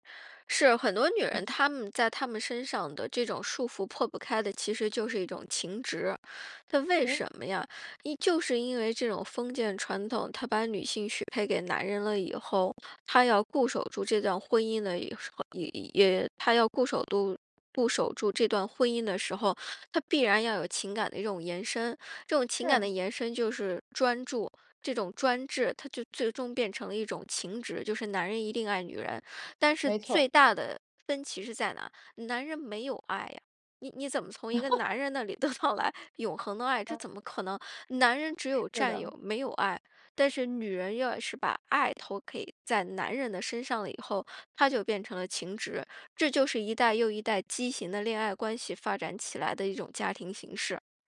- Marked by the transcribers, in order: "固守住" said as "固守度"; "专注" said as "专制"; laugh; laughing while speaking: "得到来"
- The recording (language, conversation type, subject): Chinese, podcast, 爸妈对你最大的期望是什么?